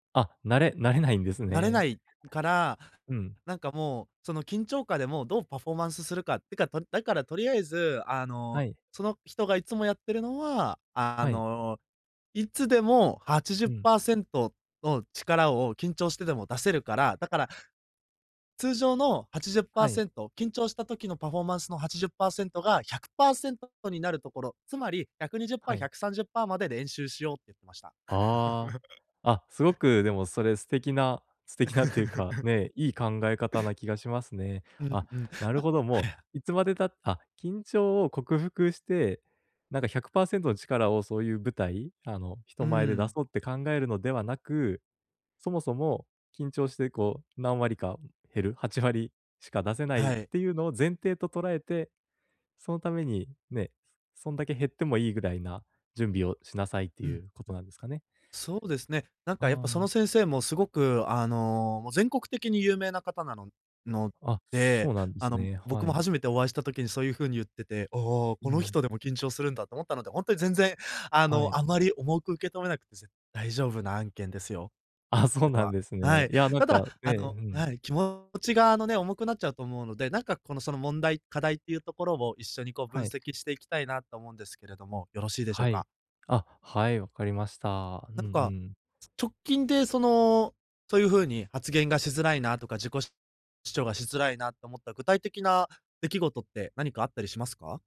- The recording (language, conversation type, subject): Japanese, advice, 人前で自分の存在感がないと感じて発言できないとき、どうすればよいですか？
- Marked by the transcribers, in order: other background noise; laugh; chuckle